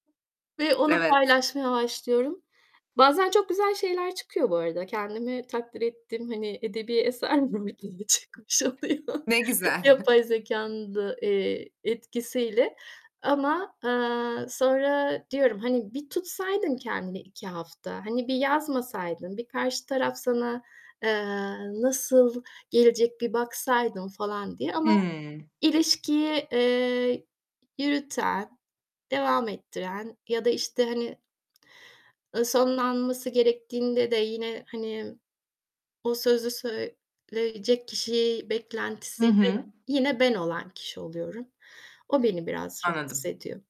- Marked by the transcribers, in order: other background noise; tapping; laughing while speaking: "edebi eser mi diye çıkmış oluyor"; giggle; unintelligible speech; distorted speech; unintelligible speech
- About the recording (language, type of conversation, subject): Turkish, advice, Sarhoşken eski partnerime mesaj atma isteğimi nasıl kontrol edip bu davranışı nasıl önleyebilirim?